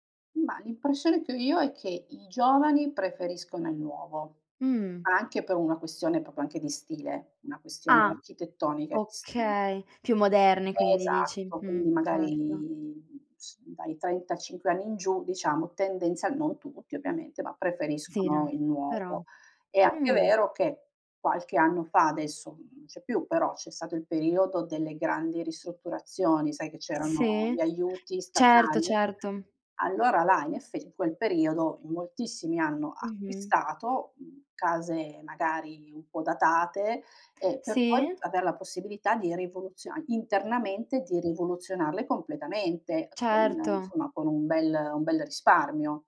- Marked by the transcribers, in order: "proprio" said as "propio"; other background noise; tapping
- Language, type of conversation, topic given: Italian, podcast, Come scegliere tra comprare e affittare una casa?